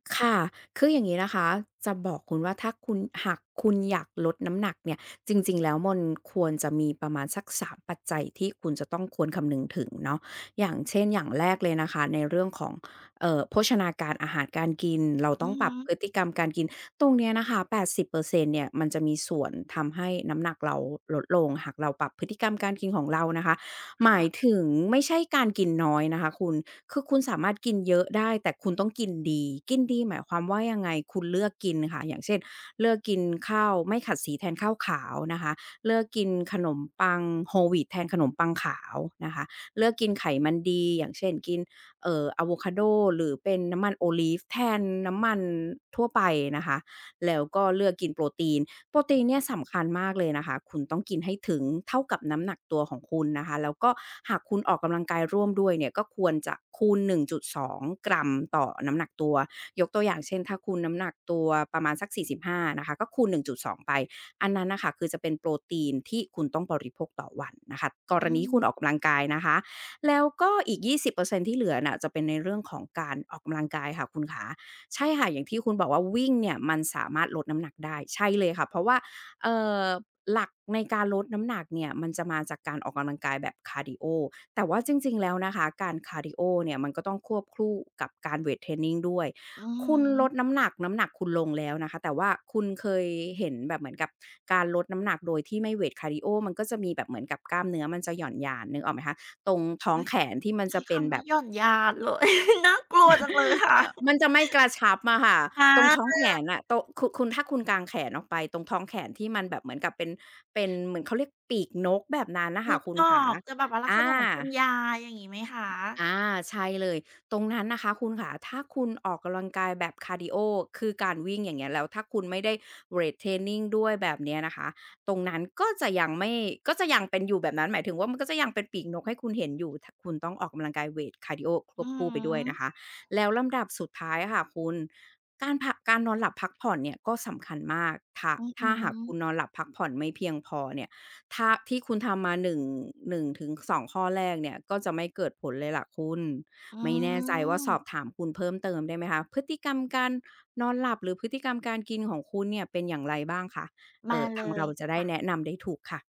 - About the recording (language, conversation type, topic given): Thai, advice, ฉันสับสนเรื่องเป้าหมายการออกกำลังกาย ควรโฟกัสลดน้ำหนักหรือเพิ่มกล้ามเนื้อก่อนดี?
- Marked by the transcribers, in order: other background noise; laughing while speaking: "เลย น่ากลัวจังเลยค่ะ"; laugh; drawn out: "ค่ะ"; tapping; drawn out: "อืม"